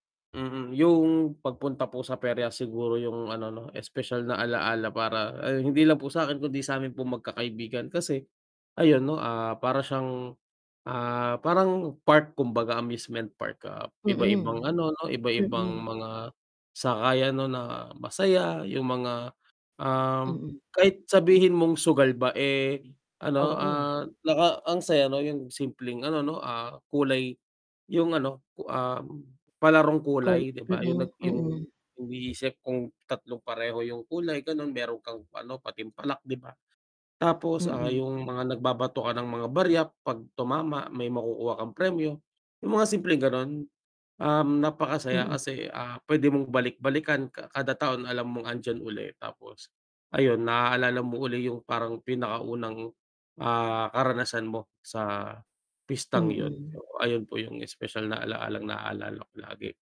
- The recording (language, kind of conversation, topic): Filipino, unstructured, Ano ang mga pinakamasayang bahagi ng pista para sa iyo?
- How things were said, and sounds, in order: mechanical hum; static